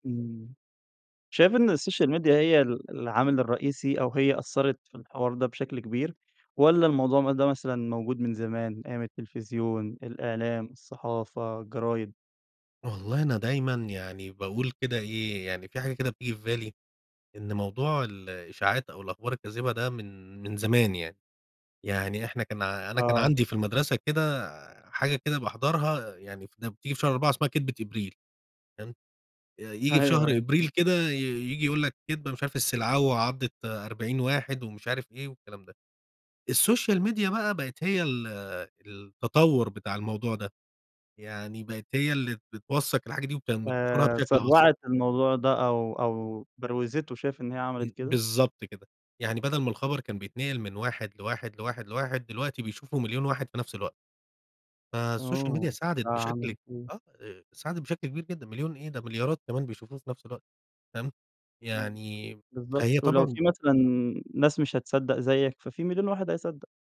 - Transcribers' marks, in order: in English: "السوشيال ميديا"; unintelligible speech; laughing while speaking: "أيوه"; in English: "السوشيال ميديا"; in English: "فالسوشيال ميديا"
- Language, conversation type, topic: Arabic, podcast, إزاي بتتعامل مع الأخبار الكاذبة على السوشيال ميديا؟